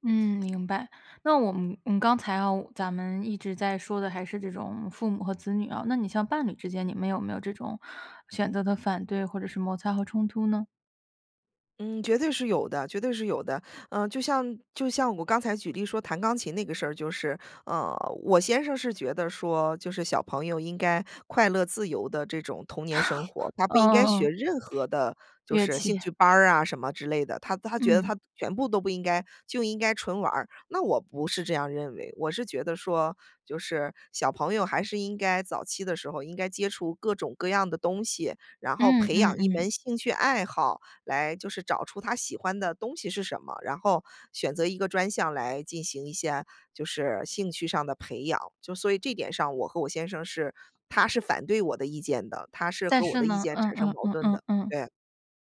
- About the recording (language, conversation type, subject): Chinese, podcast, 家人反对你的选择时，你会怎么处理？
- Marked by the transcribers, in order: chuckle; chuckle